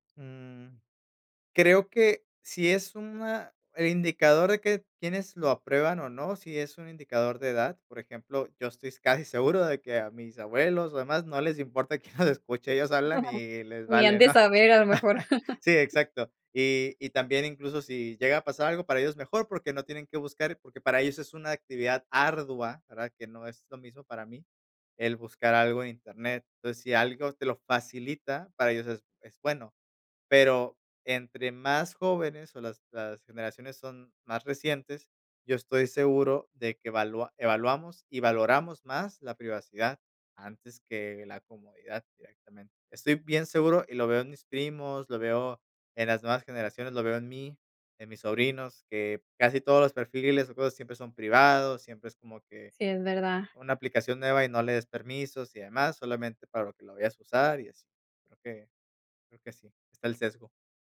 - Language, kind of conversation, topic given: Spanish, podcast, ¿Cómo influyen las redes sociales en lo que consumimos?
- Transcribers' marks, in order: chuckle